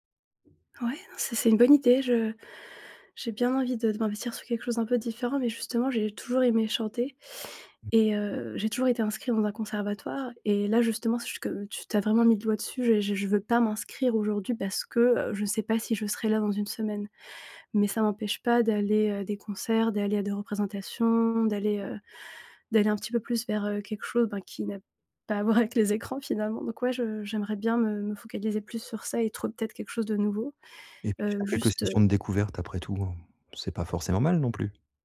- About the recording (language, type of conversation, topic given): French, advice, Comment puis-je sortir de l’ennui et réduire le temps que je passe sur mon téléphone ?
- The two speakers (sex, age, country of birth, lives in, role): female, 30-34, France, France, user; male, 40-44, France, France, advisor
- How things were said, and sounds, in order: tapping; laughing while speaking: "à voir"